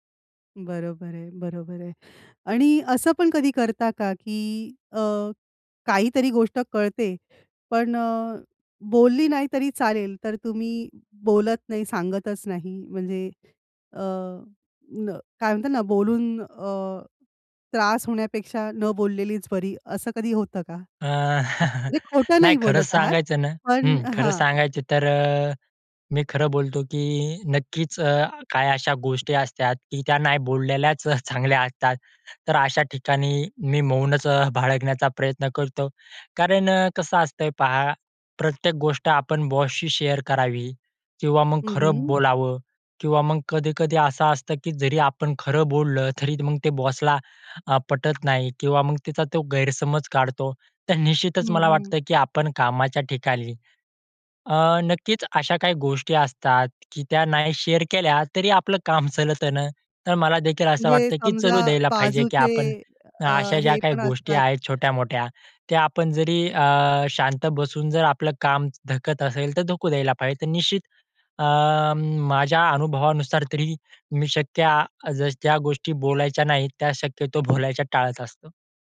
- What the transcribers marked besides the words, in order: other noise; chuckle; tapping; in English: "शेअर"; in English: "शेअर"
- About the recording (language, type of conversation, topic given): Marathi, podcast, कामाच्या ठिकाणी नेहमी खरं बोलावं का, की काही प्रसंगी टाळावं?